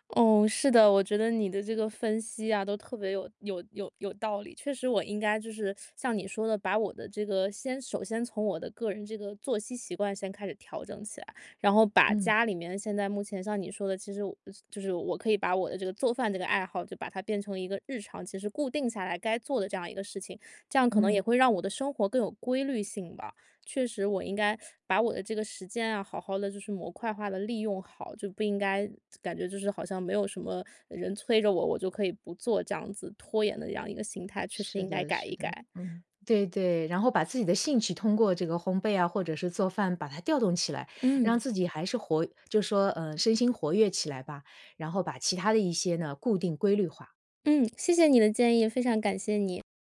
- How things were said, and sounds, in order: teeth sucking; teeth sucking; other noise; other background noise
- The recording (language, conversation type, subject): Chinese, advice, 我怎样分辨自己是真正需要休息，还是只是在拖延？